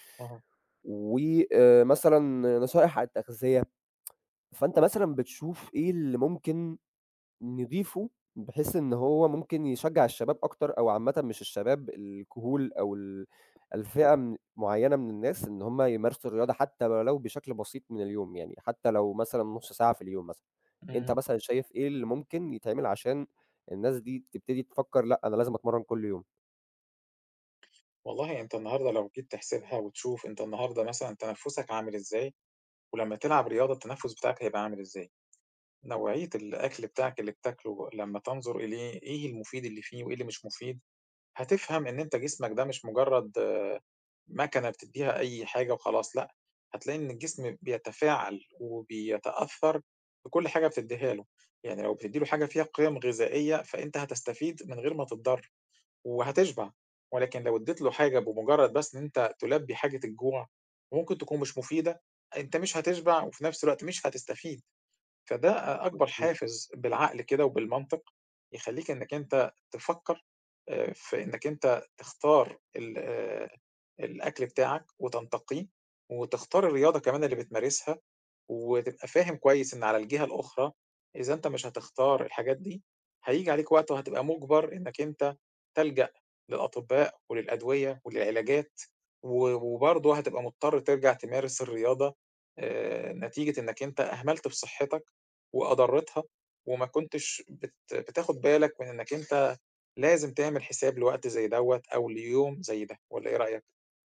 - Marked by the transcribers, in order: tsk; tapping; other background noise
- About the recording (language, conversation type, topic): Arabic, unstructured, هل بتخاف من عواقب إنك تهمل صحتك البدنية؟
- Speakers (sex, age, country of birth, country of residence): male, 20-24, Egypt, Egypt; male, 40-44, Egypt, Egypt